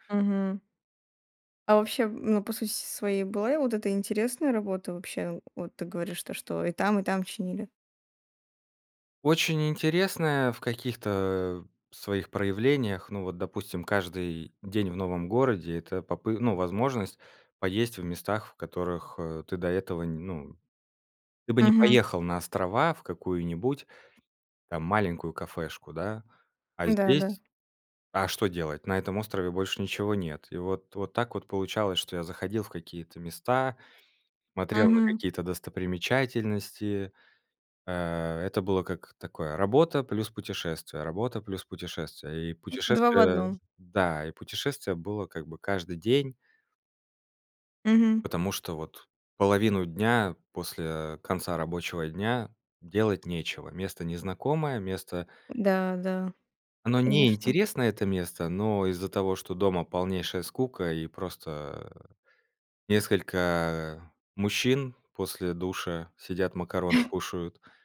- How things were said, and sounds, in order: tapping; chuckle
- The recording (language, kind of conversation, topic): Russian, podcast, Какая случайная встреча перевернула твою жизнь?